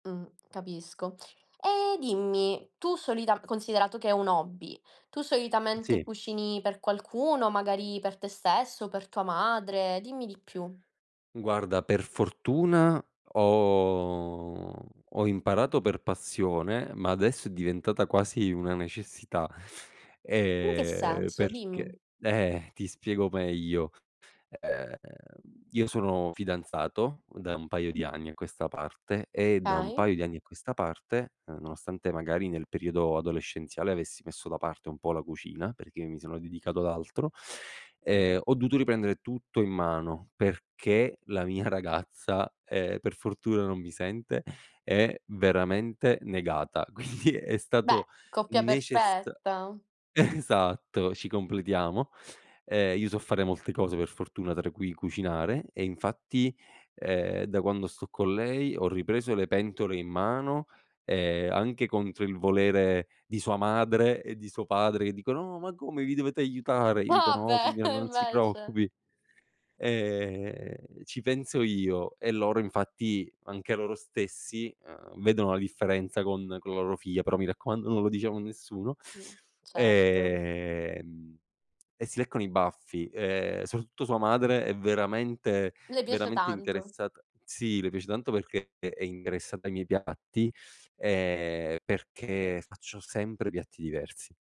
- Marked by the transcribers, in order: tapping; drawn out: "ho"; drawn out: "E"; laughing while speaking: "mia"; laughing while speaking: "quindi"; laughing while speaking: "esatto"; laughing while speaking: "Ah"; laughing while speaking: "e"
- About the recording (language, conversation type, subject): Italian, podcast, Come ti sei appassionato alla cucina o al cibo?